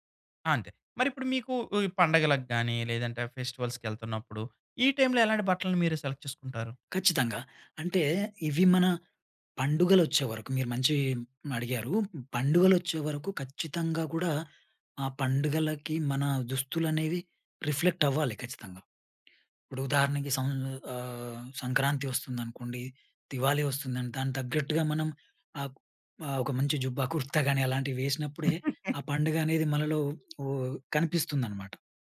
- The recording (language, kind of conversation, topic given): Telugu, podcast, మీ సంస్కృతి మీ వ్యక్తిగత శైలిపై ఎలా ప్రభావం చూపిందని మీరు భావిస్తారు?
- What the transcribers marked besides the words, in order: in English: "సెలెక్ట్"; in English: "రిఫ్లెక్ట్"; in English: "దివాళీ"; chuckle